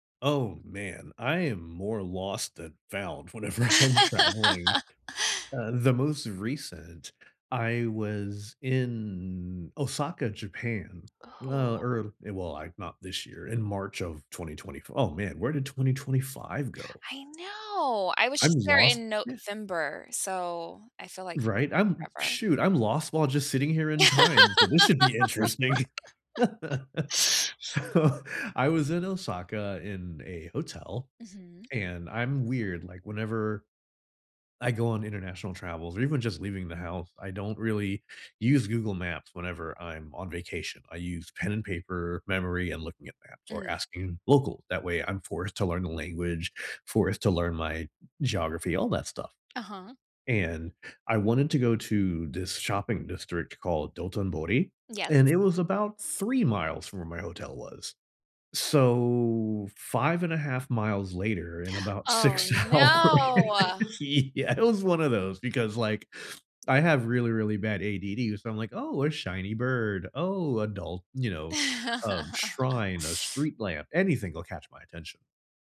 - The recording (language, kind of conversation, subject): English, unstructured, Have you ever gotten lost while traveling, and what happened?
- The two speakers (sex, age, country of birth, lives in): female, 40-44, United States, United States; male, 45-49, United States, United States
- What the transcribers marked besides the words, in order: laughing while speaking: "whenever I'm traveling"; laugh; drawn out: "in"; tapping; laugh; chuckle; laughing while speaking: "So"; in Japanese: "Dotonbori"; laughing while speaking: "six hours, yeah"; laugh